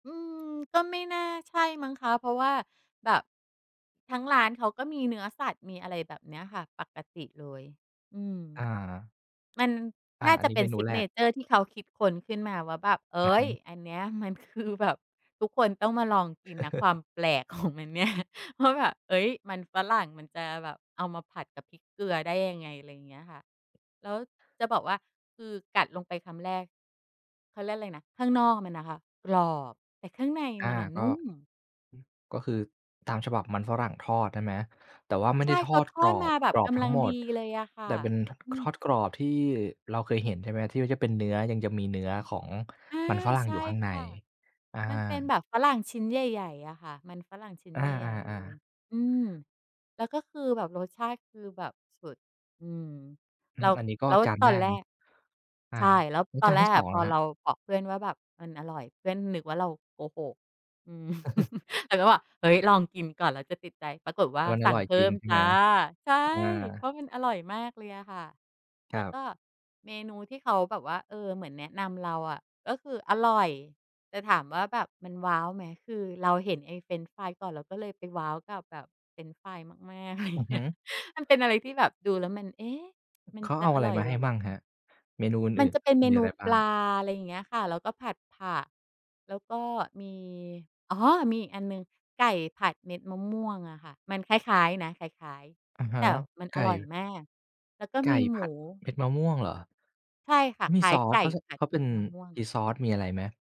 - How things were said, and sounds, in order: tapping; other background noise; laugh; laughing while speaking: "มันเนี่ย"; laughing while speaking: "อืม"; chuckle; laughing while speaking: "ไรอย่างเงี้ย"
- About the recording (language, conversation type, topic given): Thai, podcast, คุณเคยหลงทางแล้วบังเอิญเจอร้านอาหารอร่อย ๆ ไหม?